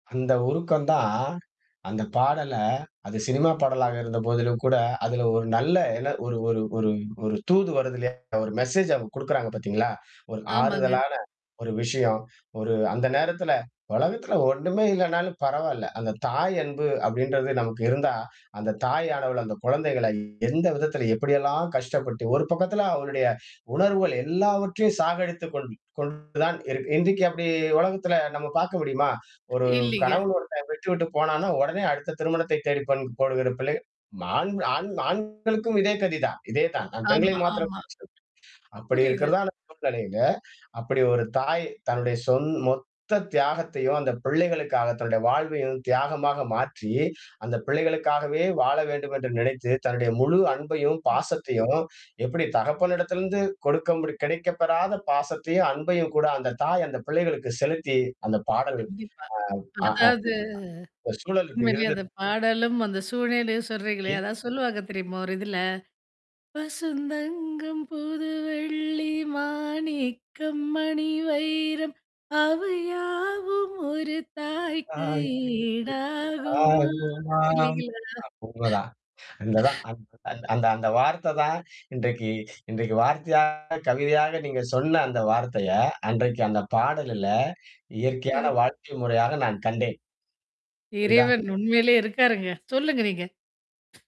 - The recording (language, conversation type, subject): Tamil, podcast, ஒரு பாடல் தொடர்பான உங்களுக்குப் பிடித்த நினைவைப் பகிர முடியுமா?
- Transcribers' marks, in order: distorted speech; in English: "மெஜேஸ்"; other background noise; "போகிற" said as "போடுகிற"; mechanical hum; other noise; unintelligible speech; unintelligible speech; unintelligible speech; singing: "பசுந்தங்கம் புது வெள்ளி மாணிக்கம் மணி வைரம் அவை யாவும் ஒரு தாய்க்கு ஈடாகுமா"; singing: "தாய்க்கு ஈடாகுமா"; chuckle